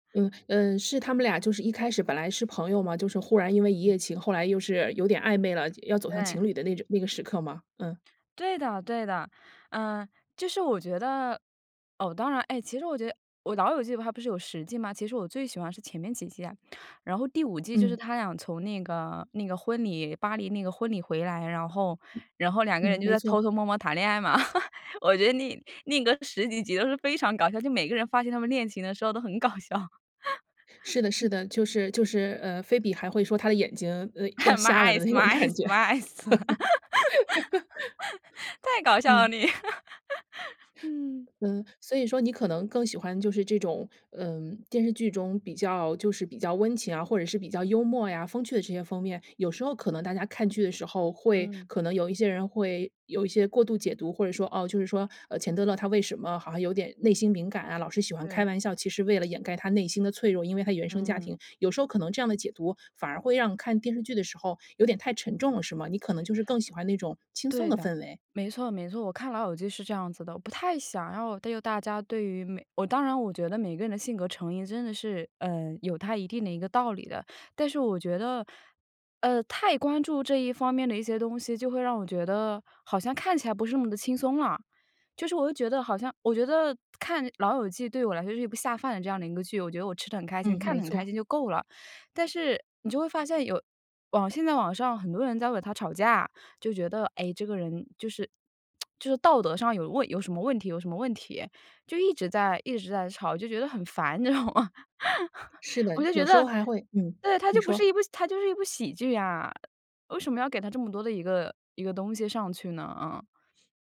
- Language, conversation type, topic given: Chinese, podcast, 为什么有些人会一遍又一遍地重温老电影和老电视剧？
- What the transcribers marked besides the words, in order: other background noise; laugh; laughing while speaking: "我觉得那 那个十几集都是"; laughing while speaking: "很搞笑"; laugh; laugh; laughing while speaking: "My eyes，my eyes，my eyes 太搞笑了，你"; in English: "My eyes，my eyes，my eyes"; laughing while speaking: "那种感觉"; laugh; "方面" said as "封面"; lip smack; laughing while speaking: "知道吗？"; laugh